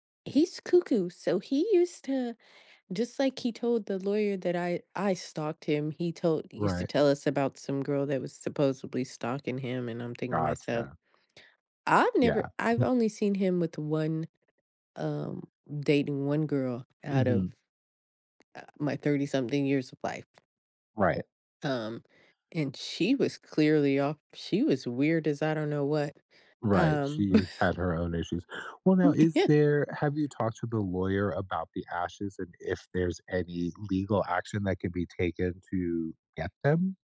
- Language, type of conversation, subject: English, advice, How can I learn to trust again after being betrayed?
- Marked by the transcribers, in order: chuckle; other background noise; laughing while speaking: "bu"; laugh